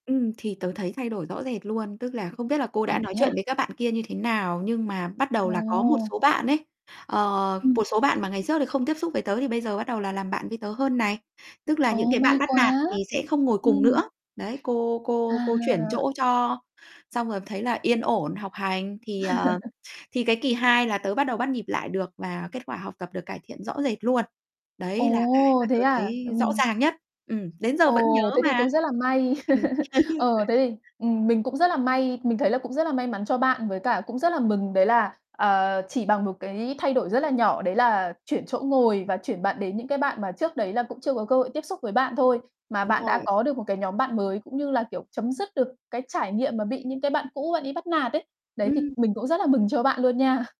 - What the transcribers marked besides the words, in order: distorted speech; other background noise; static; tapping; laugh; mechanical hum; laugh; unintelligible speech; laughing while speaking: "nha"
- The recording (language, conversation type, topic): Vietnamese, podcast, Gia đình bạn đã từng di cư chưa, và điều đó ảnh hưởng đến bạn như thế nào?